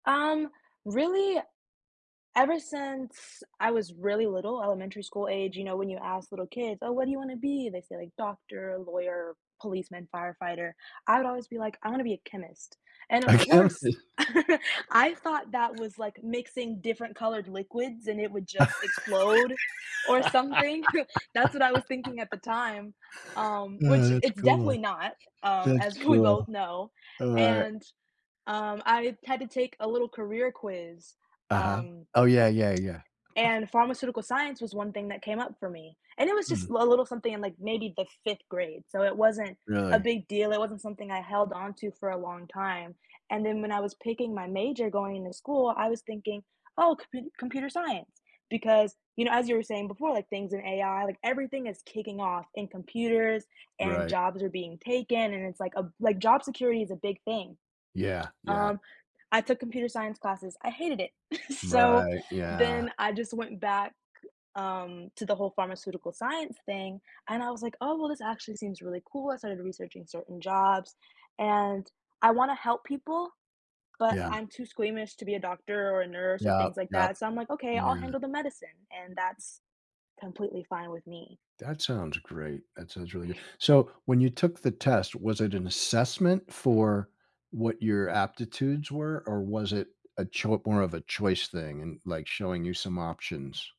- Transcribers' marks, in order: laughing while speaking: "I can't"; chuckle; other background noise; chuckle; laugh; chuckle; laughing while speaking: "we"; tapping; other noise; chuckle; chuckle
- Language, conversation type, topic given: English, unstructured, How can couples navigate differences when planning their future together?
- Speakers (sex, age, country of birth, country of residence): female, 18-19, United States, United States; male, 65-69, United States, United States